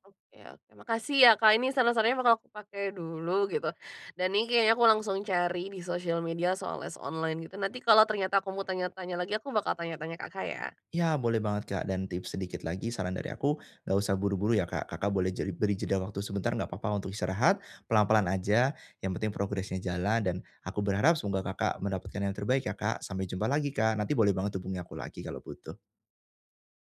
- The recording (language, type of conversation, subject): Indonesian, advice, Apa yang bisa saya lakukan jika motivasi berlatih tiba-tiba hilang?
- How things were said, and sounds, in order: none